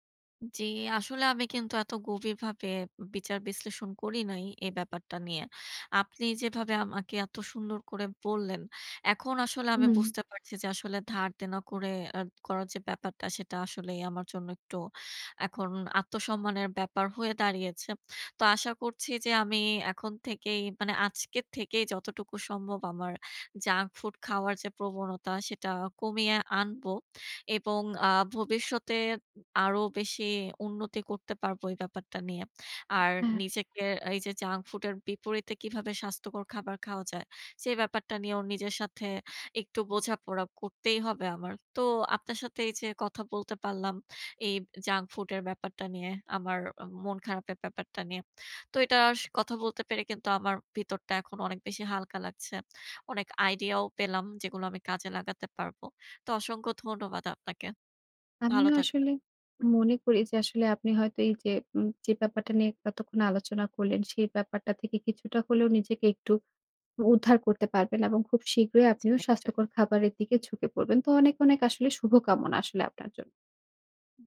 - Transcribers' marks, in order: in English: "junk food"; in English: "junk food"; in English: "junk food"
- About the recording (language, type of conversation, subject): Bengali, advice, জাঙ্ক ফুড থেকে নিজেকে বিরত রাখা কেন এত কঠিন লাগে?
- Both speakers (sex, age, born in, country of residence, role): female, 25-29, Bangladesh, Bangladesh, advisor; female, 55-59, Bangladesh, Bangladesh, user